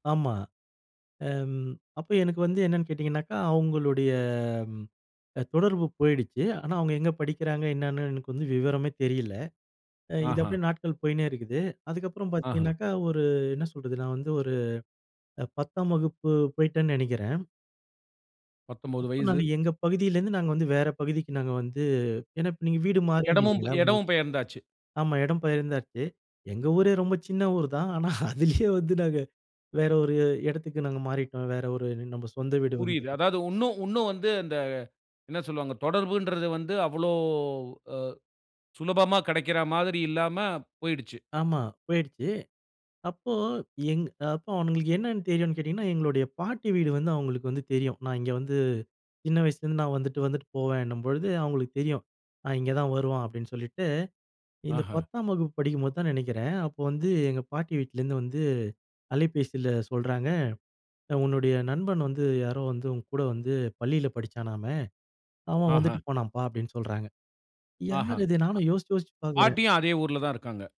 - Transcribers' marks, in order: other background noise; laughing while speaking: "ஆனா அதிலயே வந்து நாங்க வேற ஒரு இடத்துக்கு நாங்க மாறிட்டோம்"; drawn out: "அவ்ளோ"
- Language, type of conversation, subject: Tamil, podcast, பால்யகாலத்தில் நடந்த மறக்கமுடியாத ஒரு நட்பு நிகழ்வைச் சொல்ல முடியுமா?